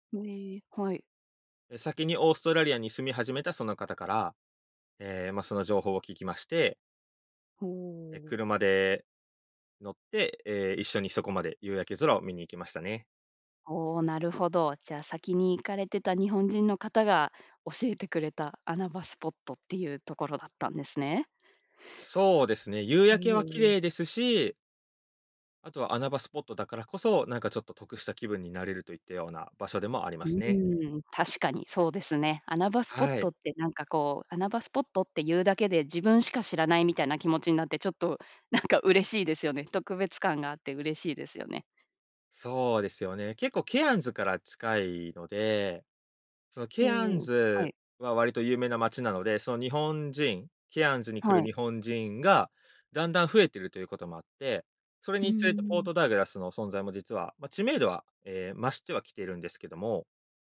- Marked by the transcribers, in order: none
- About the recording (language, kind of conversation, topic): Japanese, podcast, 自然の中で最も感動した体験は何ですか？